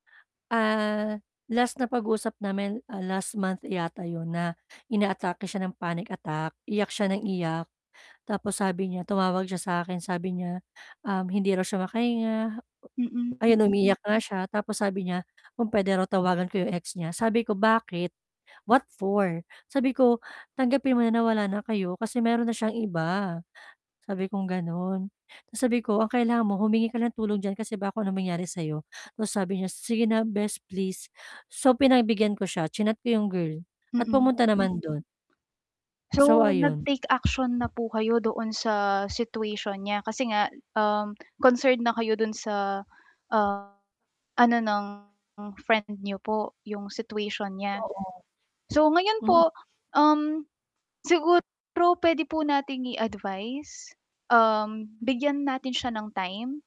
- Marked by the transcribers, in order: static; distorted speech; tapping
- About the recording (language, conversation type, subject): Filipino, advice, Paano ako makikipag-usap nang malinaw at tapat nang hindi nakakasakit?